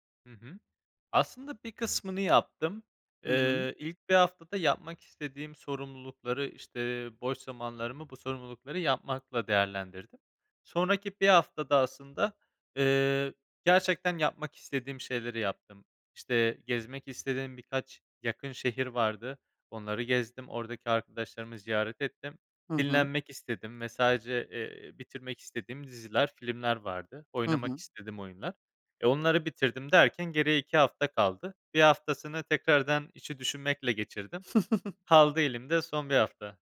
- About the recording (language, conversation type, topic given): Turkish, advice, İşten tükenmiş hissedip işe geri dönmekten neden korkuyorsun?
- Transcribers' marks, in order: tapping; chuckle